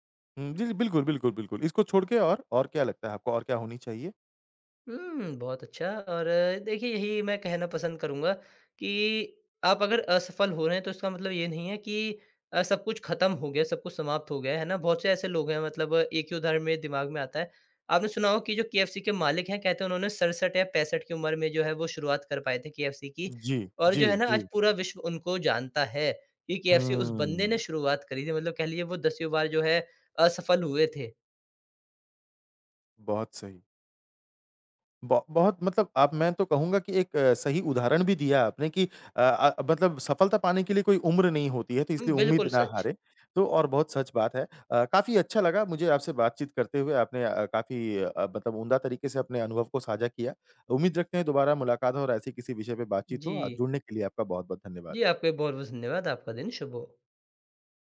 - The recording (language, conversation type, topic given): Hindi, podcast, असफलता के बाद आपने खुद पर भरोसा दोबारा कैसे पाया?
- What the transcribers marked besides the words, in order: none